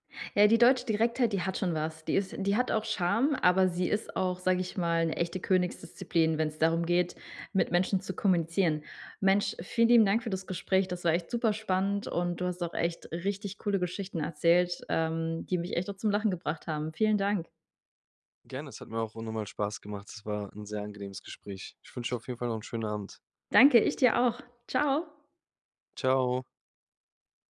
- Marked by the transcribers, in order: none
- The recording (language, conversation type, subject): German, podcast, Wie entscheidest du, welche Traditionen du beibehältst und welche du aufgibst?